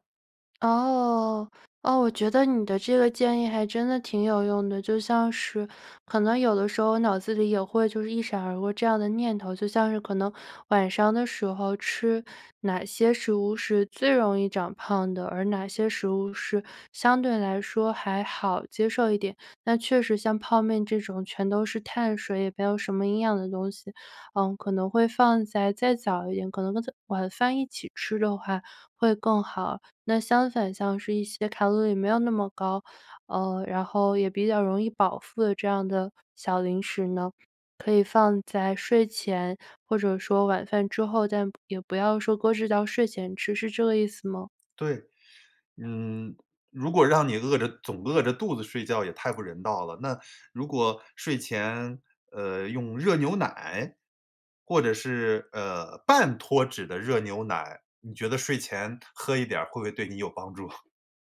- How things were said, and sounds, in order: laughing while speaking: "助？"
- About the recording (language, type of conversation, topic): Chinese, advice, 为什么我晚上睡前总是忍不住吃零食，结果影响睡眠？